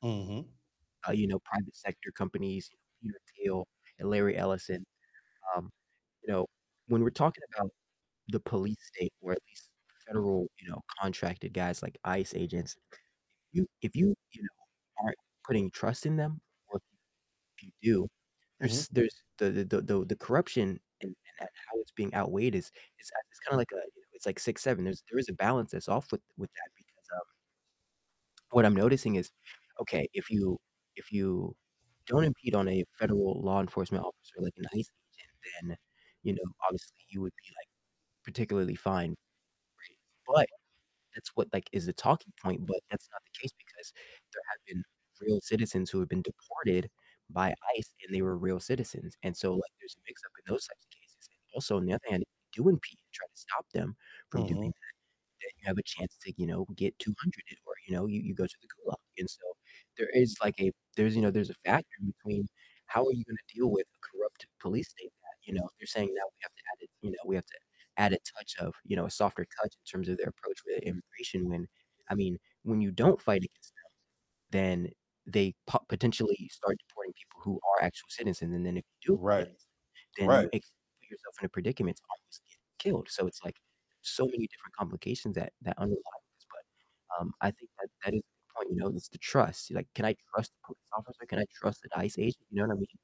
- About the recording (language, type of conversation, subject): English, unstructured, How should leaders address corruption in government?
- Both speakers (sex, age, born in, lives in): male, 20-24, United States, United States; male, 55-59, United States, United States
- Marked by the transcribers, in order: distorted speech; other background noise; unintelligible speech